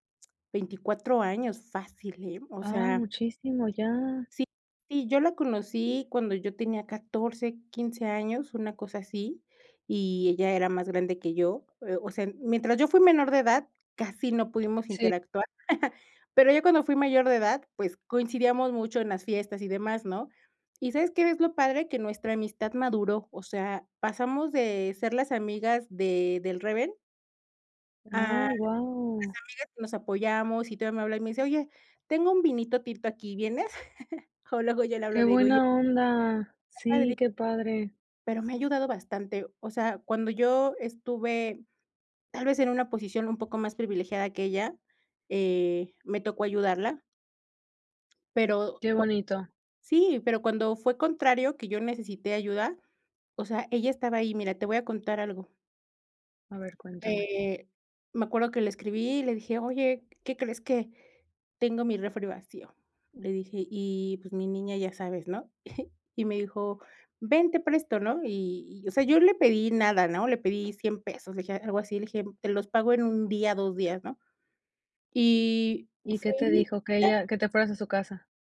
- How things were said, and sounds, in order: chuckle; chuckle; chuckle
- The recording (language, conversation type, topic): Spanish, podcast, ¿Cómo creas redes útiles sin saturarte de compromisos?